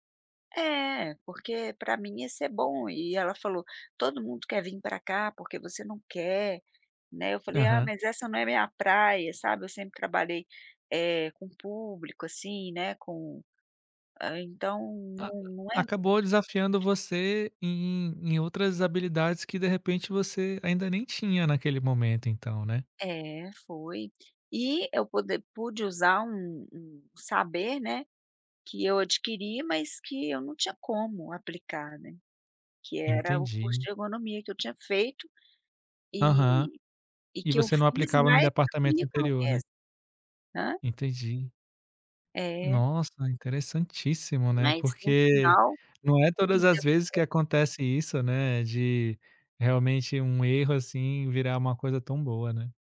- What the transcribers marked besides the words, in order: tapping; other background noise
- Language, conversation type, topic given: Portuguese, podcast, Quando foi que um erro seu acabou abrindo uma nova porta?